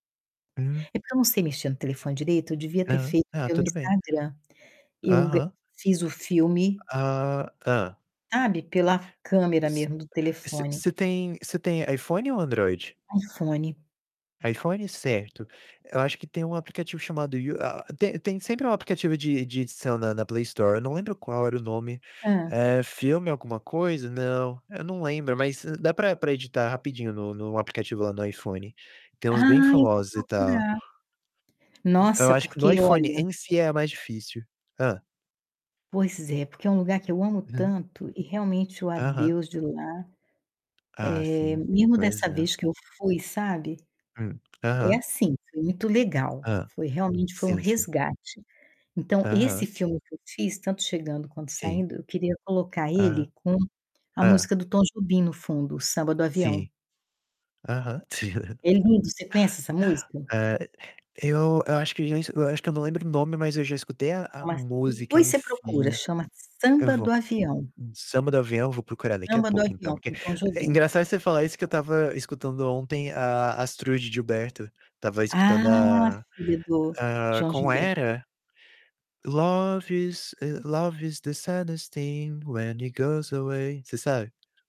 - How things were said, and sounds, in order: distorted speech; tapping; in English: "Play Store"; chuckle; singing: "Love is, love is the saddest thing, when it goes away"; in English: "Love is, love is the saddest thing, when it goes away"
- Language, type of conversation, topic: Portuguese, unstructured, Você já teve que se despedir de um lugar que amava? Como foi?